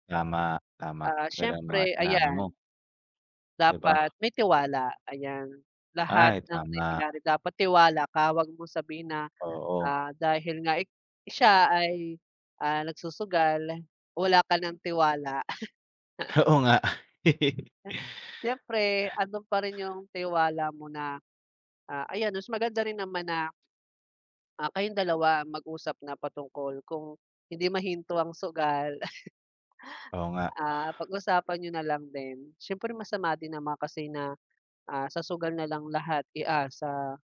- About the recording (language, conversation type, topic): Filipino, unstructured, Paano mo nililinaw ang usapan tungkol sa pera sa isang relasyon?
- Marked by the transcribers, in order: other background noise; chuckle; laughing while speaking: "Oo"; laugh; tapping; chuckle